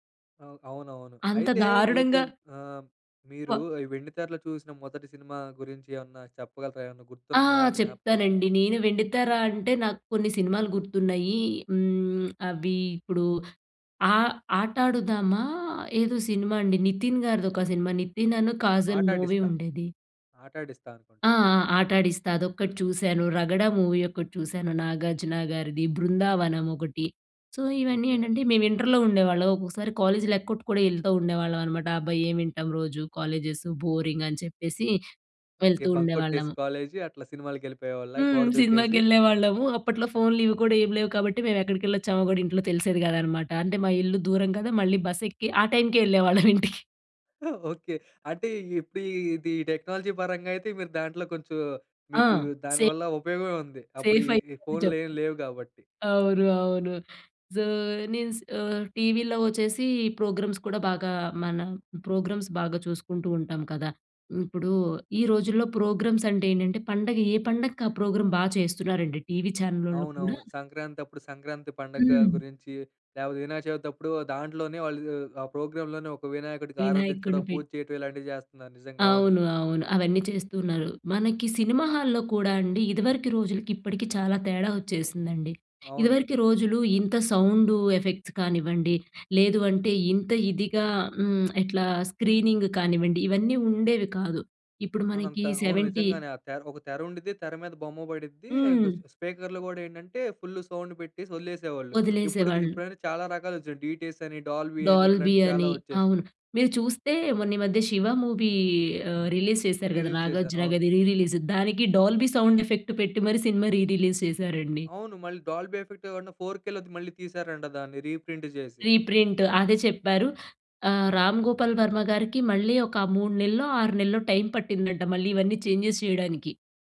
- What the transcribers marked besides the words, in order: tapping; in English: "మూవీ"; in English: "మూవీ"; in English: "సో"; in English: "ఇంటర్‌లో"; in English: "బోరింగ్"; chuckle; in English: "టెక్నాలజీ"; in English: "సేఫ్"; in English: "సేఫ్"; in English: "సో"; in English: "ప్రోగ్రామ్స్"; in English: "ప్రోగ్రామ్స్"; in English: "ప్రోగ్రామ్స్"; in English: "ప్రోగ్రామ్"; in English: "ప్రోగ్రాంలోనే"; in English: "సౌండ్ ఎఫెక్ట్స్"; in English: "స్క్రీనింగ్"; in English: "సెవెంటీ"; in English: "ఫుల్ సౌండ్"; in English: "డిటిఎస్"; in English: "డాల్బీ"; in English: "డాల్బీ"; in English: "మూవీ"; in English: "రిలీస్"; in English: "రిలీజ్"; "గారిది" said as "గది"; in English: "రీ రిలీస్"; in English: "డాల్బీ సౌండ్ ఎఫెక్ట్"; in English: "రీ రిలీస్"; in English: "డాల్బీ ఏఫెక్ట్"; in English: "ఫోర్ కెలో"; in English: "రీప్రింట్"; in English: "రీప్రింట్"; in English: "టైం"; in English: "చేంజెస్"
- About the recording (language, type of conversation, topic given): Telugu, podcast, బిగ్ స్క్రీన్ vs చిన్న స్క్రీన్ అనుభవం గురించి నీ అభిప్రాయం ఏమిటి?